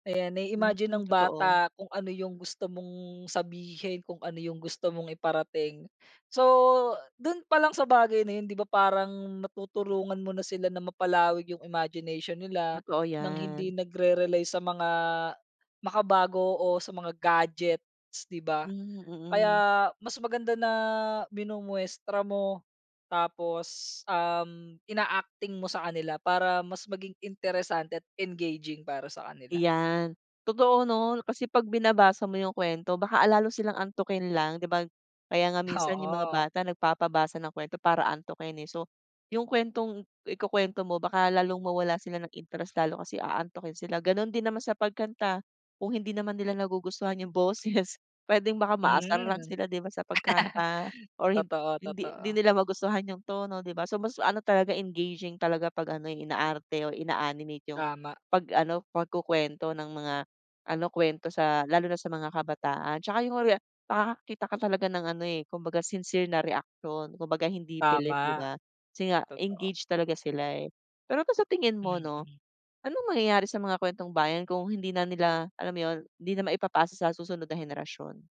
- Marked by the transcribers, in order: other background noise; drawn out: "mong"; drawn out: "So"; laughing while speaking: "Oo"; laughing while speaking: "boses"; laugh
- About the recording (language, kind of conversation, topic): Filipino, podcast, Paano ninyo ipinapasa ang mga lumang kuwentong-bayan sa mga bata ngayon?